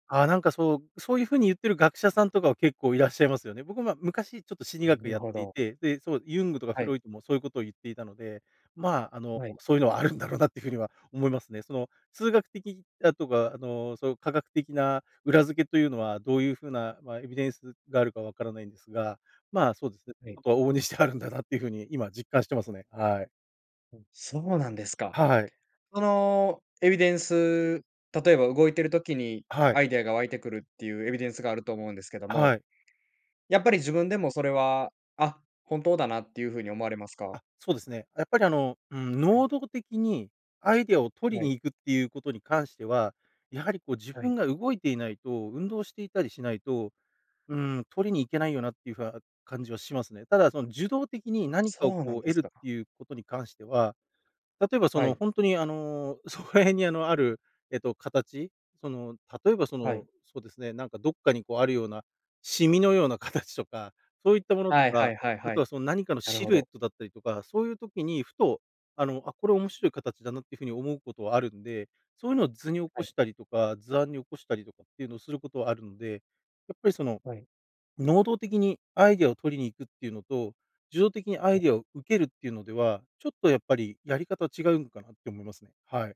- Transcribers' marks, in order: laughing while speaking: "あるんだろうなって"; in English: "エビデンス"; laughing while speaking: "往々にしてあるんだなっていう風に"; other background noise; laughing while speaking: "そこら辺に"; unintelligible speech
- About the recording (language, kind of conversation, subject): Japanese, podcast, 創作のアイデアは普段どこから湧いてくる？
- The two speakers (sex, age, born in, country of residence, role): male, 20-24, Japan, Japan, host; male, 40-44, Japan, Japan, guest